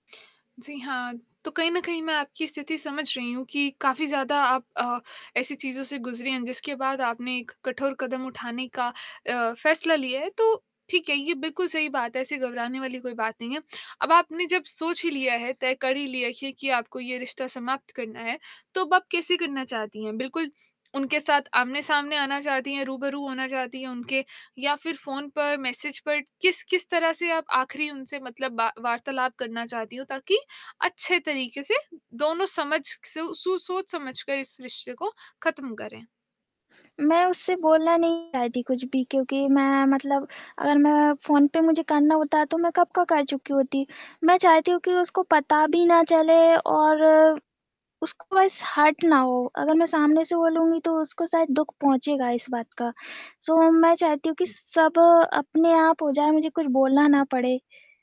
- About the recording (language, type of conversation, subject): Hindi, advice, मैं किसी रिश्ते को सम्मानपूर्वक समाप्त करने के बारे में कैसे बात करूँ?
- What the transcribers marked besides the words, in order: tapping; static; in English: "मैसेज"; distorted speech; in English: "हर्ट"; in English: "सो"